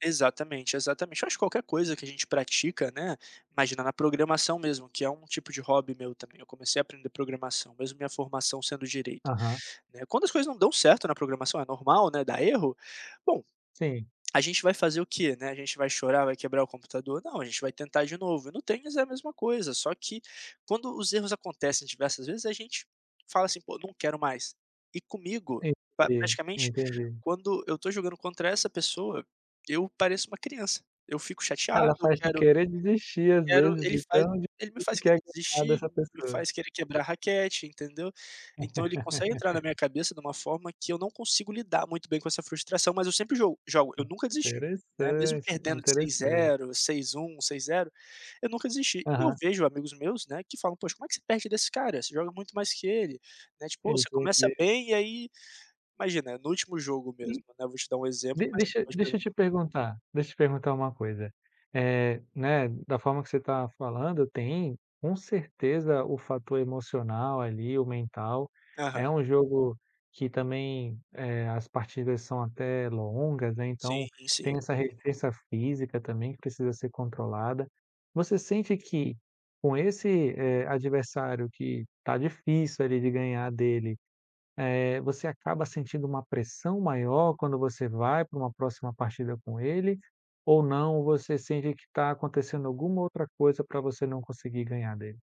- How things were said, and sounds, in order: tongue click; tapping; other background noise; laugh
- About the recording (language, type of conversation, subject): Portuguese, podcast, Como você lida com a frustração quando algo não dá certo no seu hobby?